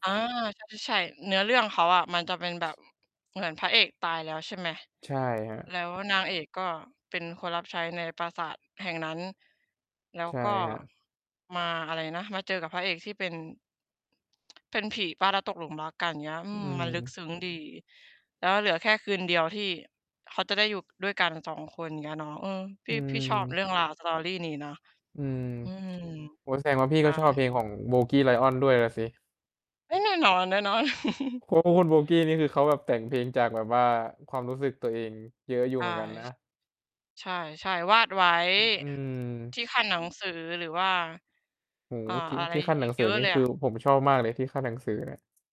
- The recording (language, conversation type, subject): Thai, unstructured, เคยมีเพลงไหนที่ทำให้คุณนึกถึงวัยเด็กบ้างไหม?
- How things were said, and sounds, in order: distorted speech; mechanical hum; other background noise; in English: "story"; chuckle